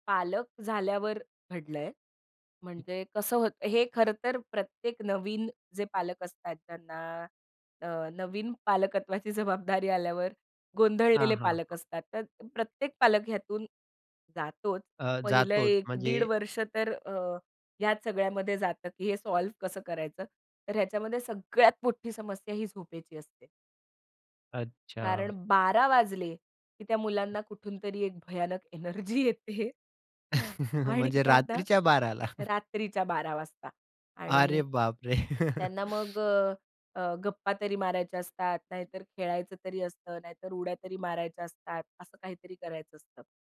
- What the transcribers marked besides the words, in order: other background noise; laughing while speaking: "पालकत्वाची जबाबदारी आल्यावर"; laughing while speaking: "एनर्जी येते. आणि त्यांना"; chuckle; chuckle; chuckle
- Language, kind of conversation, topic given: Marathi, podcast, पालकत्वात स्वतःची काळजी कशी घ्यावी?